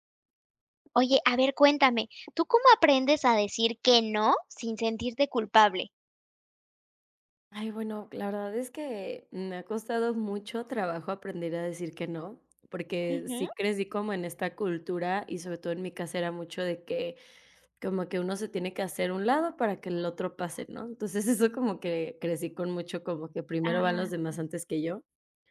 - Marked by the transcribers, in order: tapping; other background noise; laughing while speaking: "eso"
- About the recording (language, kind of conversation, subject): Spanish, podcast, ¿Cómo aprendes a decir no sin culpa?